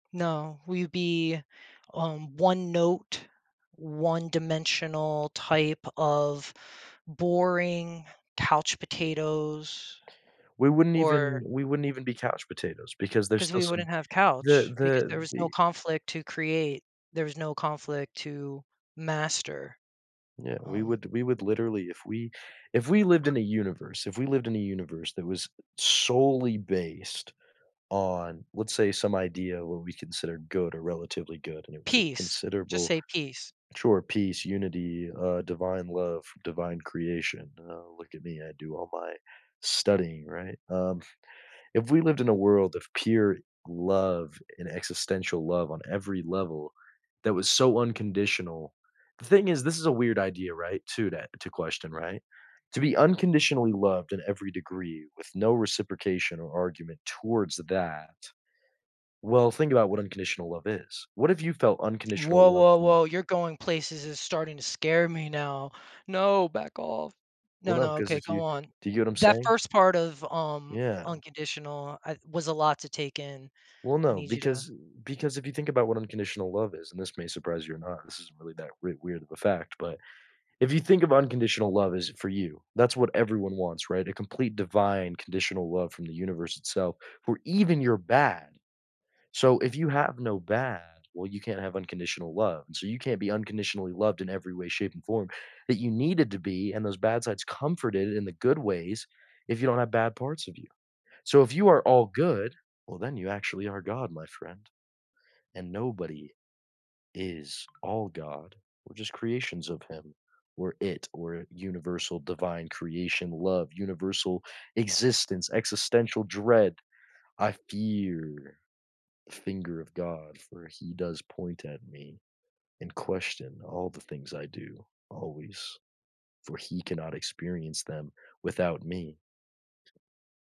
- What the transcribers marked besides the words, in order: other background noise; tapping; alarm; chuckle; "that" said as "dat"; put-on voice: "No, back off"; drawn out: "fear"
- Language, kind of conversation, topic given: English, unstructured, How do our experiences and environment shape our views on human nature?
- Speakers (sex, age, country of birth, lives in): male, 20-24, United States, United States; male, 40-44, United States, United States